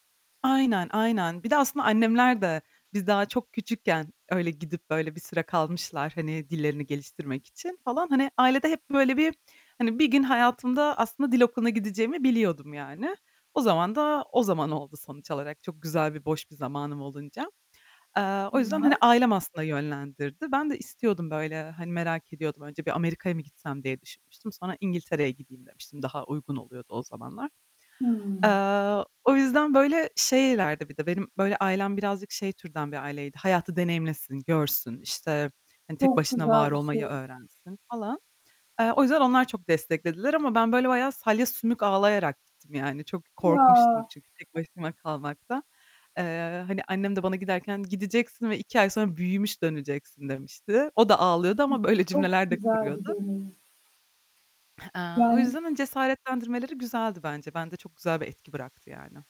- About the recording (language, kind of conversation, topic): Turkish, podcast, İlk kez yalnız seyahat ettiğinde neler öğrendin, paylaşır mısın?
- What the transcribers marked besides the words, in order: other background noise; tapping; unintelligible speech; distorted speech; drawn out: "Ya"; unintelligible speech; throat clearing